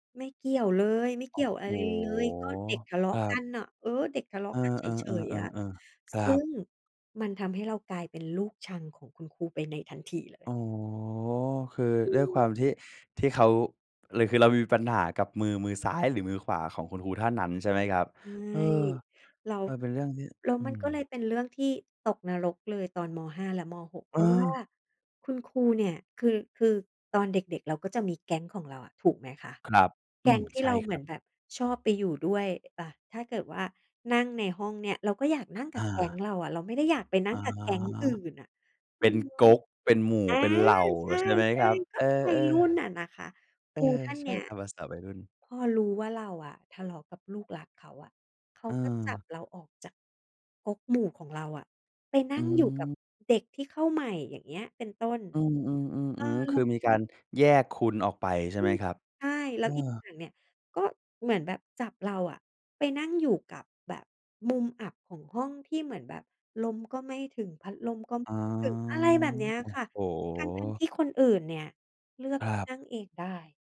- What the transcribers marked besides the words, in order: none
- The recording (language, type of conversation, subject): Thai, podcast, มีครูคนไหนที่คุณยังจำได้อยู่ไหม และเพราะอะไร?